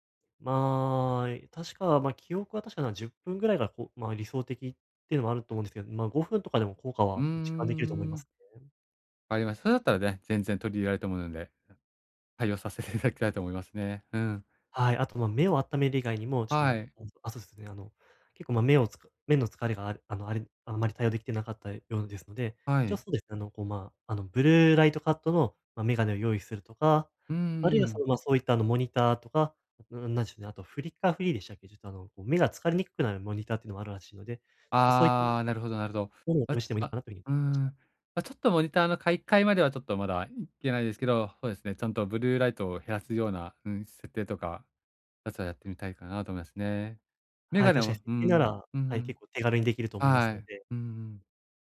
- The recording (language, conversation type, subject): Japanese, advice, 短い休憩で集中力と生産性を高めるにはどうすればよいですか？
- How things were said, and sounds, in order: other background noise; laughing while speaking: "いただきたいと"; unintelligible speech; unintelligible speech